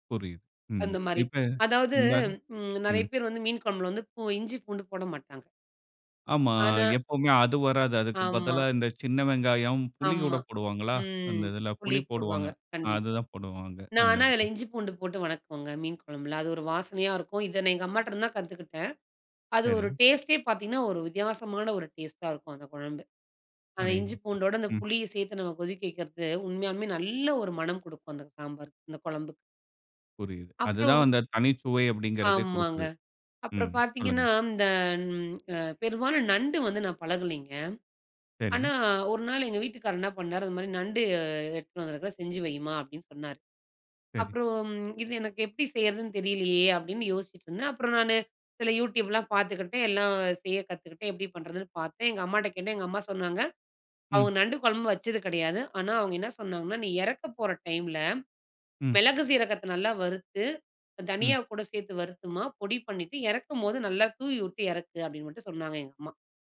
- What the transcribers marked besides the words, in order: drawn out: "அதாவது"; other background noise; drawn out: "நல்ல"; tapping; "பெரும்பாலும்" said as "பெருவானு"
- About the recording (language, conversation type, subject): Tamil, podcast, வீட்டுச் மசாலா கலவை உருவான பின்னணி